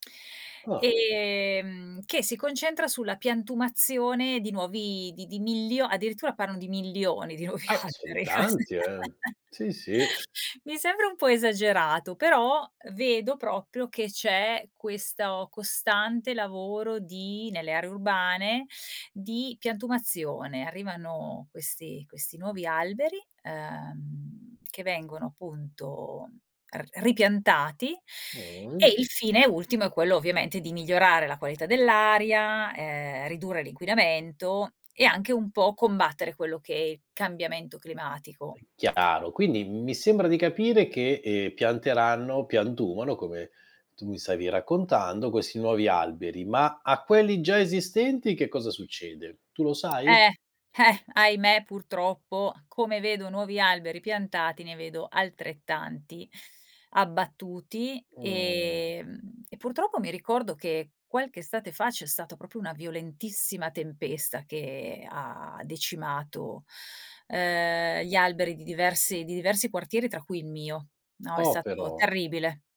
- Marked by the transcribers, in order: laughing while speaking: "nuovi alberi"; chuckle; "proprio" said as "propio"; tapping; unintelligible speech; "proprio" said as "propio"
- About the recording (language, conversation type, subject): Italian, podcast, Quali iniziative locali aiutano a proteggere il verde in città?